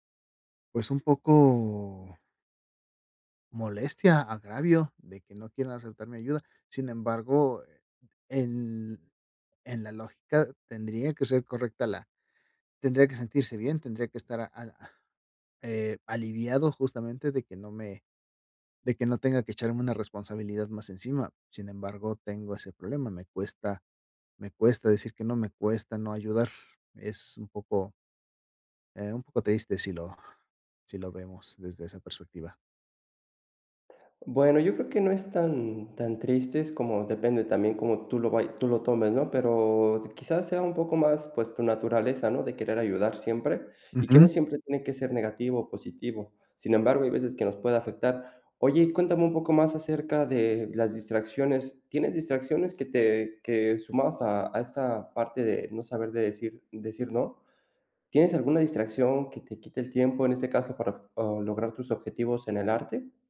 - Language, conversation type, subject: Spanish, advice, ¿Cómo puedo aprender a decir no y evitar distracciones?
- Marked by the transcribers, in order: none